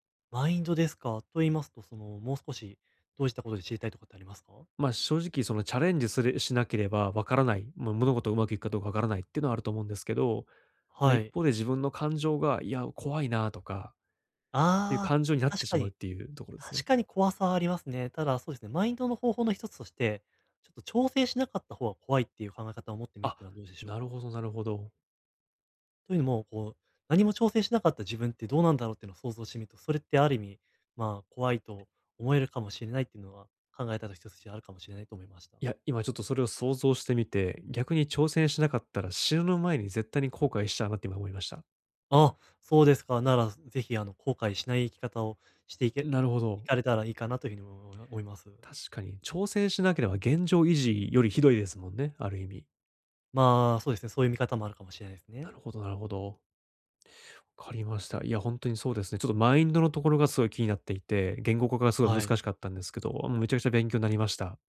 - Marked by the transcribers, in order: other background noise; other noise
- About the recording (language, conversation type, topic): Japanese, advice, どうすればキャリアの長期目標を明確にできますか？